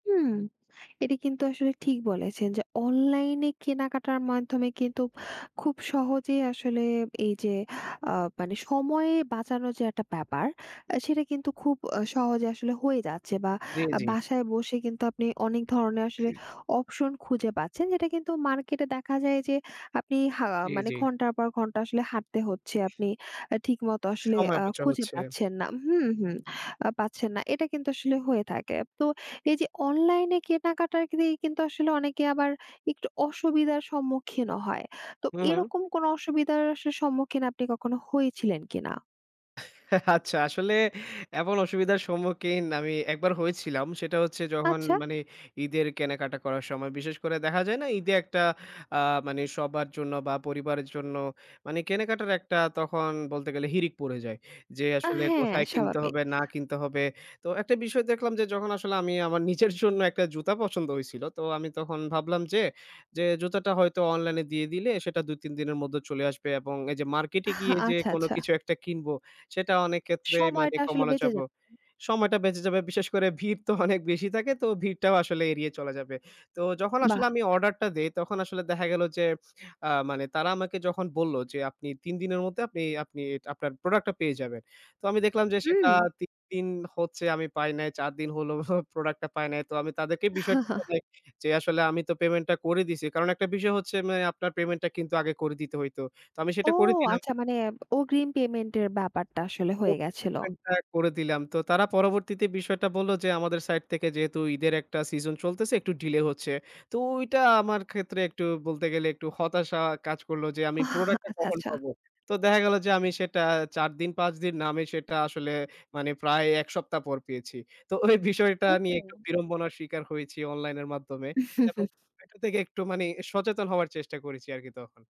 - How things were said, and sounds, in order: other background noise; other noise; chuckle; laughing while speaking: "আচ্ছা, আসলে এমন অসুবিধার সম্মুখীন আমি"; laughing while speaking: "নিজের জন্য"; chuckle; laughing while speaking: "ভিড় তো অনেক বেশি থাকে"; laughing while speaking: "হলো প্রোডাক্টটা"; chuckle; laughing while speaking: "ওই বিষয়টা"; chuckle; "মানে" said as "মানি"
- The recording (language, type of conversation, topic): Bengali, podcast, অনলাইনে কেনাকাটা আপনার জীবনে কী পরিবর্তন এনেছে?